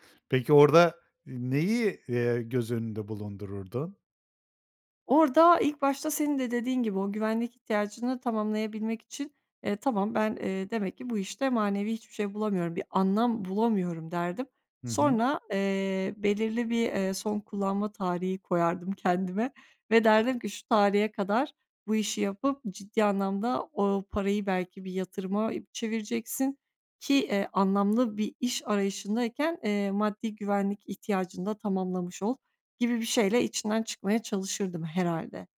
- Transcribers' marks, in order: other noise
- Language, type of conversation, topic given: Turkish, podcast, Para mı yoksa anlam mı senin için öncelikli?